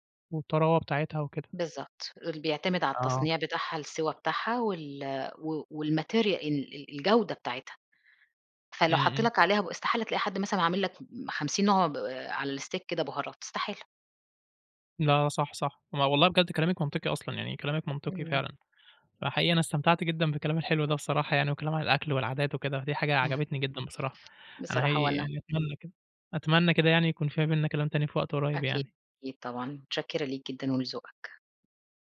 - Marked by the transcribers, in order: in English: "والmaterial"; in English: "الsteak"
- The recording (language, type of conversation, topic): Arabic, podcast, إزاي بتورّثوا العادات والأكلات في بيتكم؟